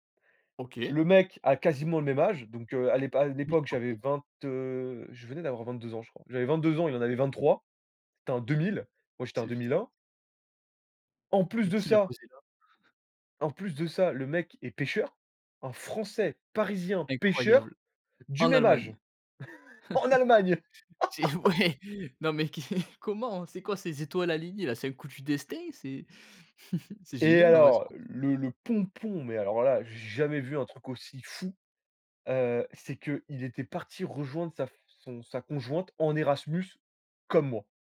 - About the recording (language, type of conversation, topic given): French, podcast, Pouvez-vous nous raconter l’histoire d’une amitié née par hasard à l’étranger ?
- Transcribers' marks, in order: other background noise; stressed: "Français, parisien, pêcheur, du même âge"; chuckle; laugh; chuckle; stressed: "pompon"